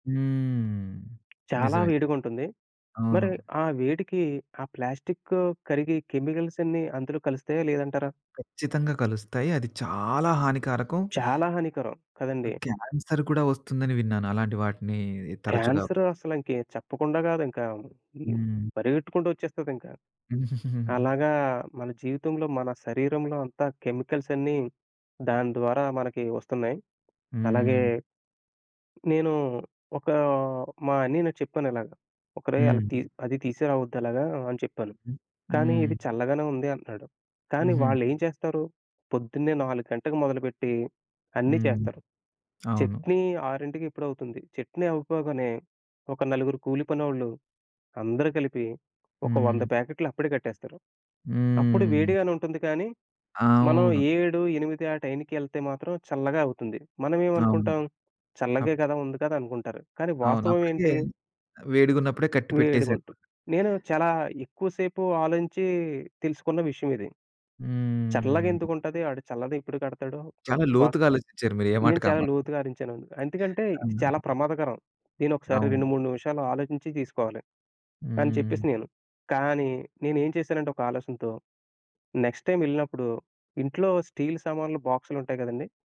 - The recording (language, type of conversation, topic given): Telugu, podcast, మీ ఇంట్లో ప్లాస్టిక్ వినియోగాన్ని తగ్గించడానికి మీరు ఎలాంటి మార్పులు చేస్తారు?
- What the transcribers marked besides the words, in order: drawn out: "హ్మ్"; tapping; in English: "కెమికల్స్"; other background noise; in English: "క్యాన్సర్"; giggle; in English: "కెమికల్స్"; in English: "నెక్స్ట్ టైమ్"